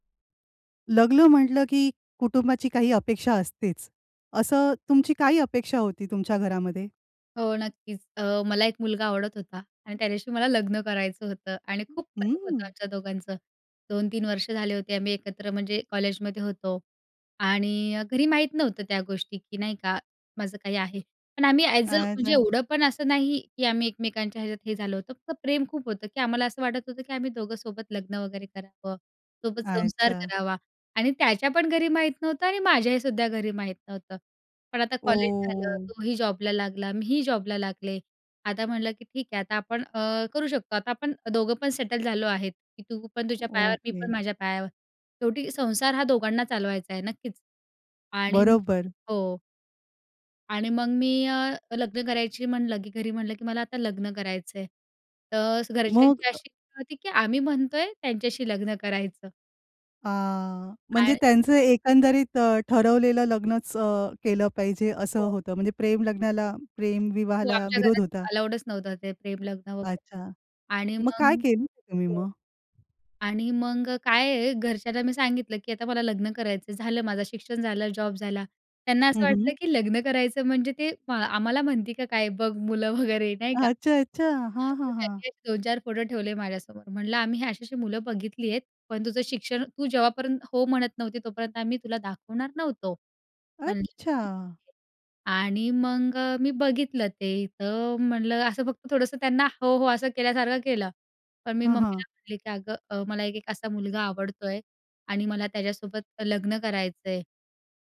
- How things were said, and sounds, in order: unintelligible speech; in English: "ॲज अ"; "अच्छा" said as "आजा"; drawn out: "ओ!"; in English: "अलाउडचं"; other noise; joyful: "अच्छा, अच्छा"; unintelligible speech
- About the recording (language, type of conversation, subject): Marathi, podcast, लग्नाबद्दल कुटुंबाच्या अपेक्षा तुला कशा वाटतात?